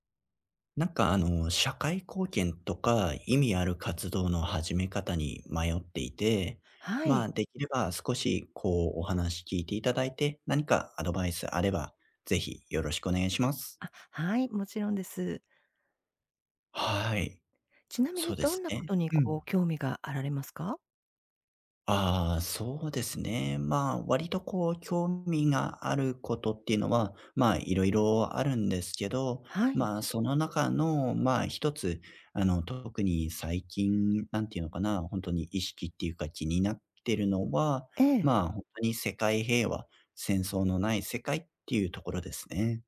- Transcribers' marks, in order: other background noise
- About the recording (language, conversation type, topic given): Japanese, advice, 社会貢献や意味のある活動を始めるには、何から取り組めばよいですか？